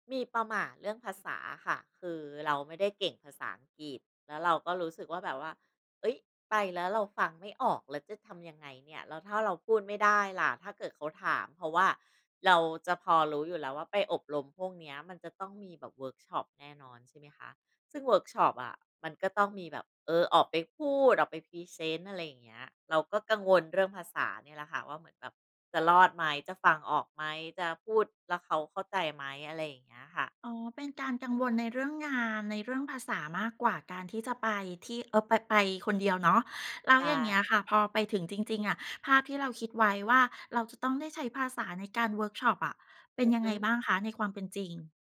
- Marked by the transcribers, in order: other background noise
- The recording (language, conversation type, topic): Thai, podcast, ทำอย่างไรให้ปลอดภัยเมื่อไปเที่ยวคนเดียว?